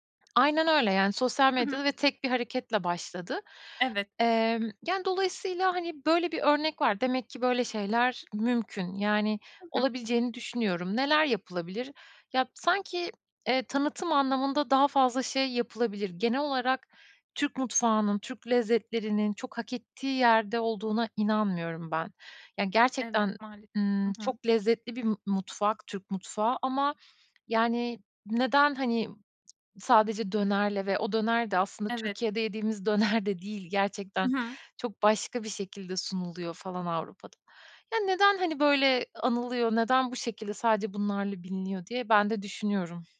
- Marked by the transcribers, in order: other background noise; laughing while speaking: "döner"
- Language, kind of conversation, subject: Turkish, podcast, Sokak lezzetleri senin için ne ifade ediyor?